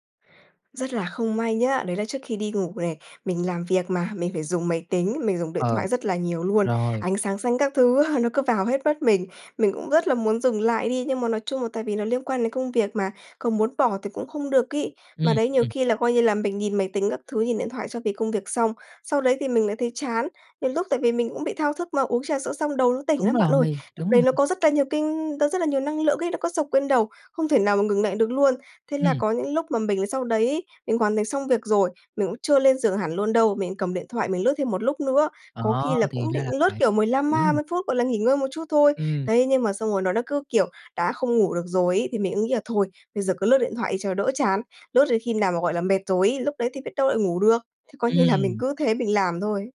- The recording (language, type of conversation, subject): Vietnamese, advice, Vì sao tôi hay trằn trọc sau khi uống cà phê hoặc rượu vào buổi tối?
- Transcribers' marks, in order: tapping; "cũng" said as "ũm"